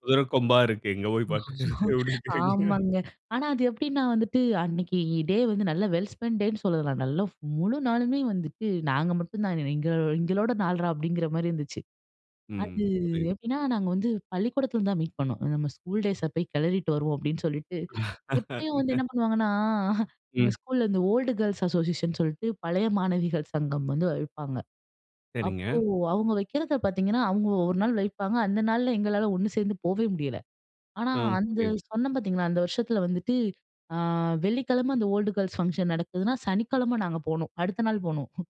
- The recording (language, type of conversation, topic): Tamil, podcast, சிறந்த நண்பர்களோடு நேரம் கழிப்பதில் உங்களுக்கு மகிழ்ச்சி தருவது என்ன?
- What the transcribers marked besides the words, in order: laugh; laughing while speaking: "பார்க்கிறது அப்படிங்கிறீங்க"; in English: "வெல் ஸ்பென்ட் டேன்"; laugh; chuckle; in English: "ஓல்டு கேர்ள்ஸ் அசோசியேஷன்"; in English: "ஓல்ட் கேர்ல்ஸ்"; tapping